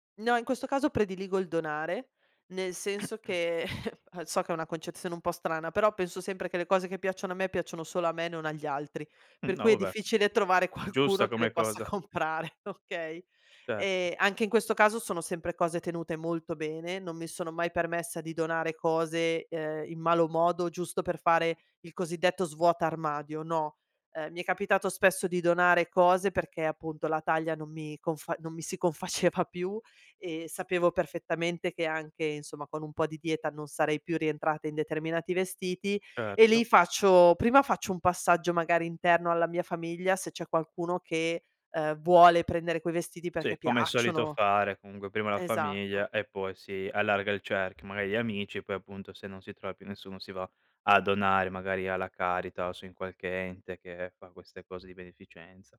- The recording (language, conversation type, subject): Italian, podcast, Come decidi cosa tenere, vendere o donare?
- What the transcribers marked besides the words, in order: throat clearing; chuckle; laughing while speaking: "qualcuno"; laughing while speaking: "comprare, okay"; laughing while speaking: "confaceva"